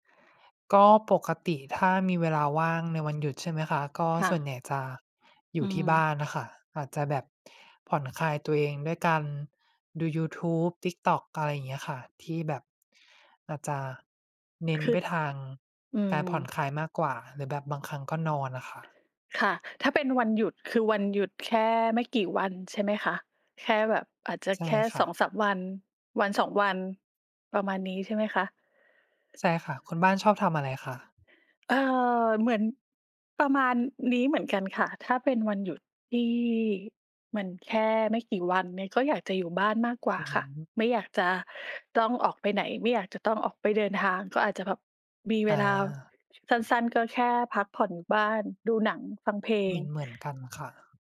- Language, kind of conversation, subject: Thai, unstructured, คุณจัดการเวลาว่างในวันหยุดอย่างไร?
- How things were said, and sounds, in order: tapping; other background noise